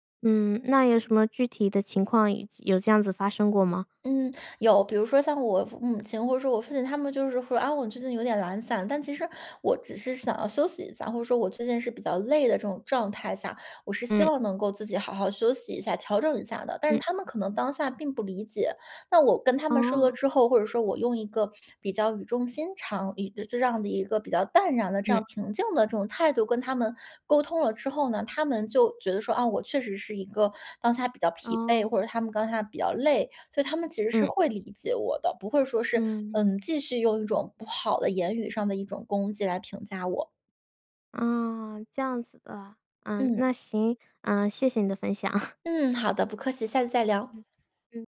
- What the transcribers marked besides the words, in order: laughing while speaking: "享"
- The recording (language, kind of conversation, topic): Chinese, podcast, 你会如何应对别人对你变化的评价？